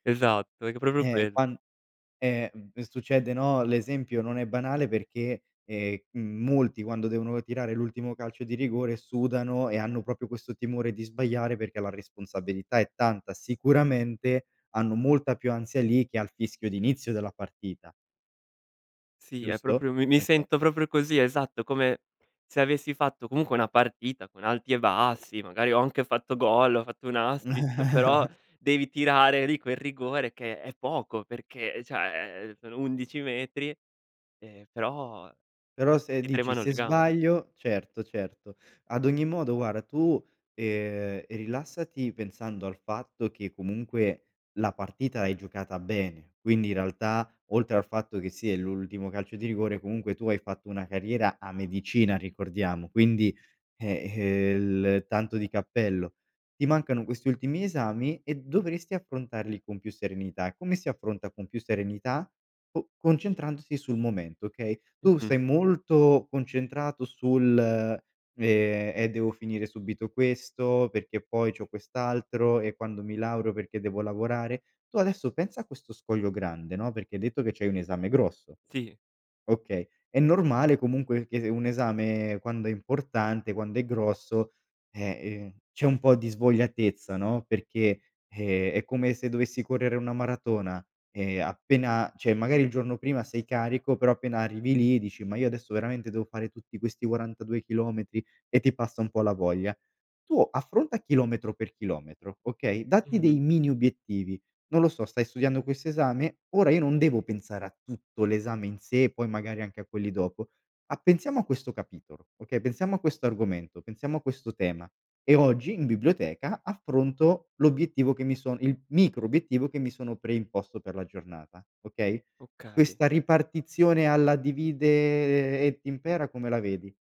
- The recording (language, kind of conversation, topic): Italian, advice, Perché mi sento in colpa o in ansia quando non sono abbastanza produttivo?
- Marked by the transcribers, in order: "proprio" said as "propio"; "proprio" said as "propio"; chuckle; "cioè" said as "ceh"; "cioè" said as "ceh"